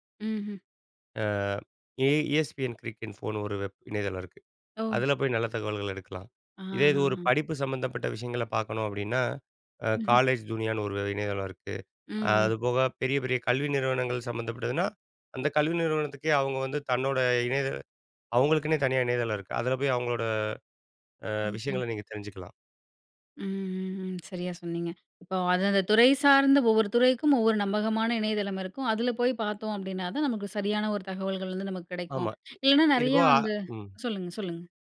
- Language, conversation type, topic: Tamil, podcast, வலைவளங்களிலிருந்து நம்பகமான தகவலை நீங்கள் எப்படித் தேர்ந்தெடுக்கிறீர்கள்?
- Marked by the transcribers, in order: other noise